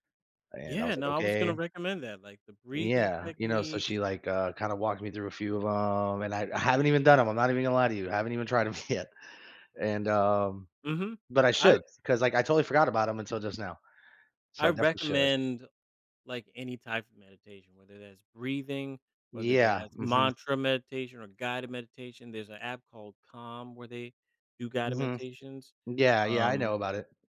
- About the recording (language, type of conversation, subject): English, advice, How can I make my leisure time feel more satisfying when I often feel restless?
- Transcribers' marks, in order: laughing while speaking: "yet"